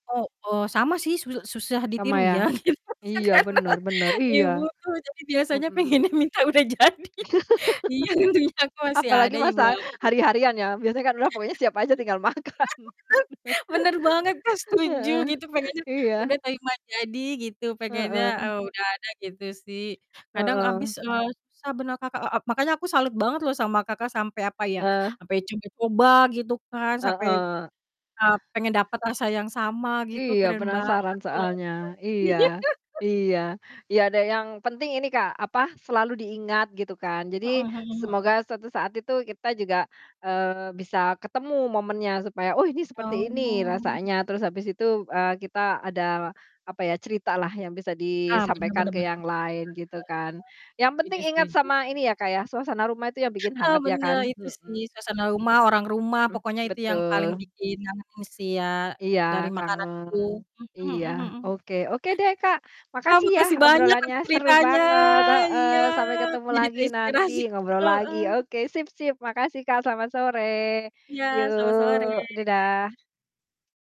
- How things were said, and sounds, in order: laughing while speaking: "gitu, masakan"; static; laugh; distorted speech; laughing while speaking: "pengennya minta udah jadi. Iya, untungnya"; throat clearing; laugh; laugh; laughing while speaking: "Bener, benar banget, Kak, setuju, gitu"; laughing while speaking: "makan"; laugh; other background noise; tapping; throat clearing; laughing while speaking: "Iya"; laugh; drawn out: "Oh"; drawn out: "ceritanya"; laughing while speaking: "terinspirasi"
- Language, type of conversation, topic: Indonesian, unstructured, Makanan apa yang selalu membuat kamu rindu suasana rumah?